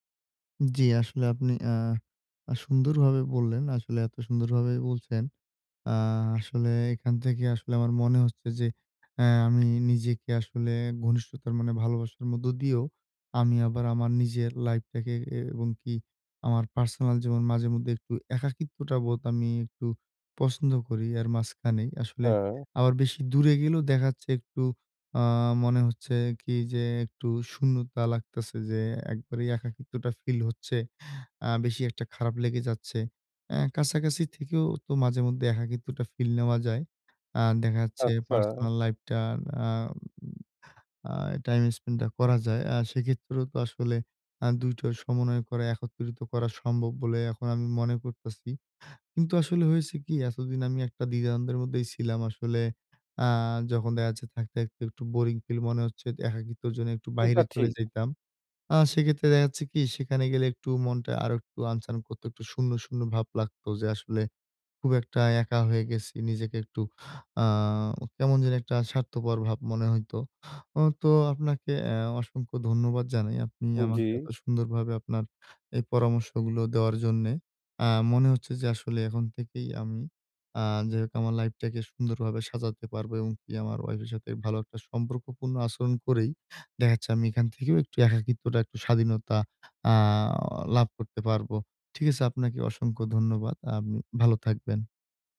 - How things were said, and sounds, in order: tapping; other background noise; "দ্বিধাদ্বন্দ্বের" said as "দ্বিধানদের"
- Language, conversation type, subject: Bengali, advice, সম্পর্কে স্বাধীনতা ও ঘনিষ্ঠতার মধ্যে কীভাবে ভারসাম্য রাখবেন?